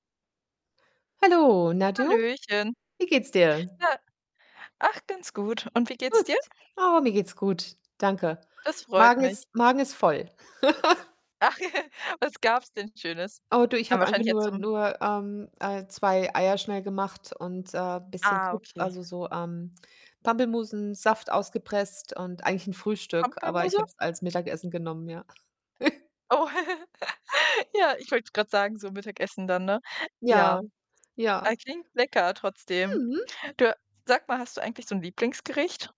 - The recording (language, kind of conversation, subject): German, unstructured, Was bedeutet Essen für dich persönlich?
- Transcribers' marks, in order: distorted speech; chuckle; static; chuckle; unintelligible speech; other background noise; giggle; chuckle